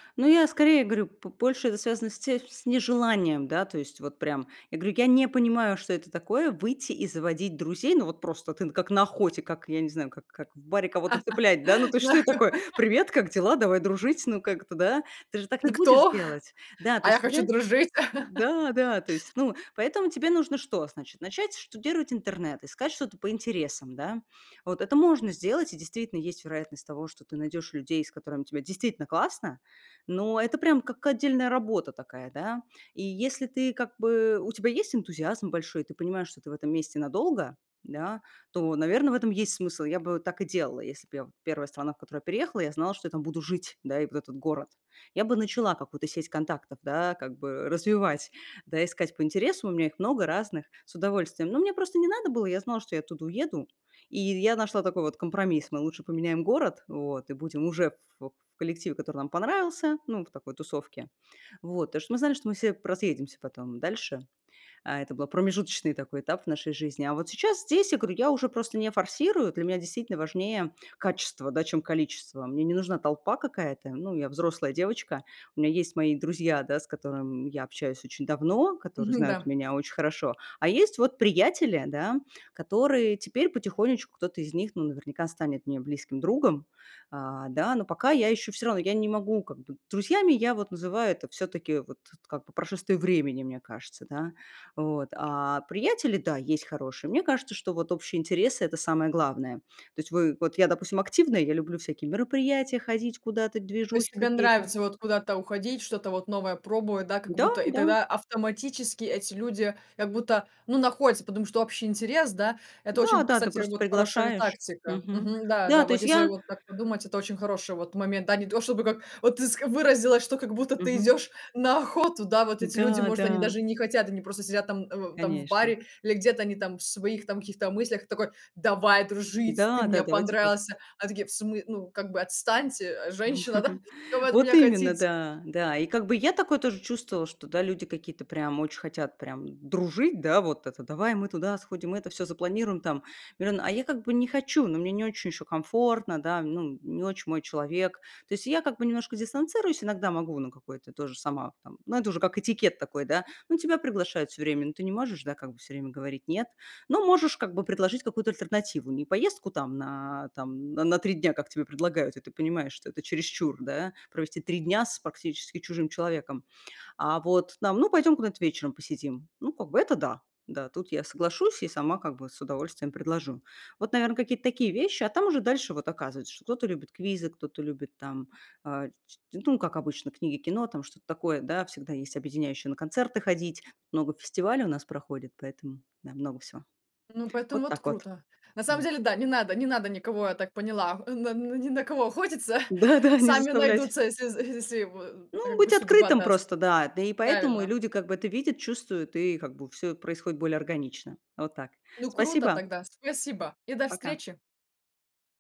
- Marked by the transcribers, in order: laugh; chuckle; put-on voice: "Давай дружить, ты мне понравился"; chuckle; laughing while speaking: "Да, да, не заставлять"; chuckle
- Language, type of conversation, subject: Russian, podcast, Как вы заводите друзей в новом городе или на новом месте работы?
- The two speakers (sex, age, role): female, 20-24, host; female, 35-39, guest